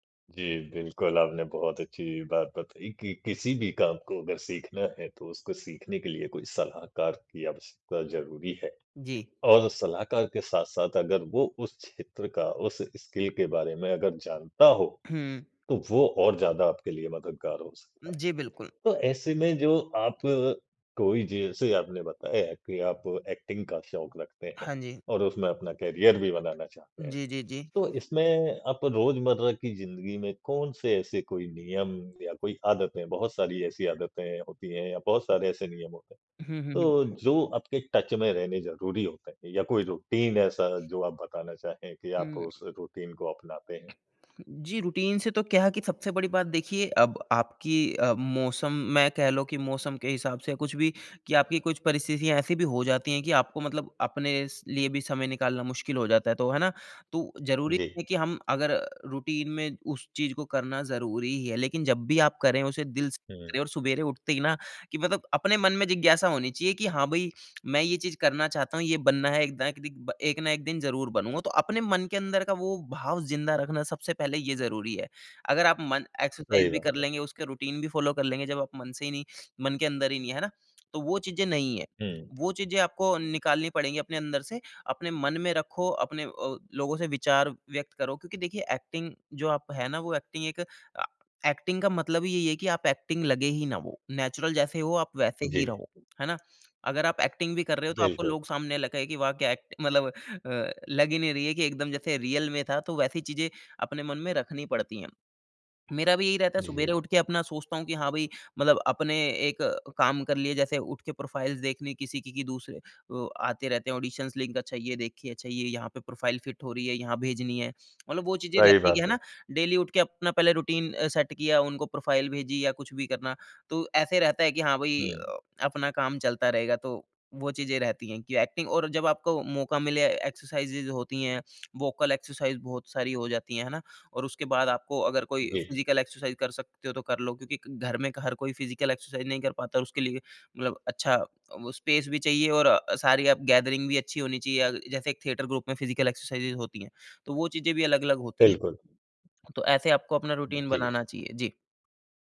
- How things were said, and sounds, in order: in English: "स्किल"; in English: "एक्टिंग"; in English: "करियर"; in English: "टच"; other background noise; in English: "रूटीन"; tapping; in English: "रूटीन"; in English: "रूटीन"; in English: "रूटीन"; lip smack; in English: "एक्सरसाइज़"; in English: "रूटीन"; in English: "फ़ॉलो"; in English: "एक्टिंग"; in English: "एक्टिंग"; in English: "एक्टिंग"; in English: "एक्टिंग"; in English: "नेचुरल"; in English: "एक्टिंग"; in English: "एक्ट"; in English: "रियल"; in English: "प्रोफाइल्स"; in English: "ऑडिशंस लिंक"; in English: "प्रोफाइल फिट"; in English: "डेली"; in English: "रूटीन सेट"; in English: "प्रोफाइल"; in English: "एक्टिंग"; in English: "एक्सरसाइजेज़"; in English: "वोकल एक्सरसाइज़"; in English: "फिज़िकल एक्सरसाइज़"; in English: "फिज़िकल एक्सरसाइज़"; in English: "स्पेस"; in English: "गैदरिंग"; in English: "थिएटर ग्रुप"; in English: "फिज़िकल एक्सरसाइज़ेस"; in English: "रूटीन"
- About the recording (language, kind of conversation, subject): Hindi, podcast, आप सीखने की जिज्ञासा को कैसे जगाते हैं?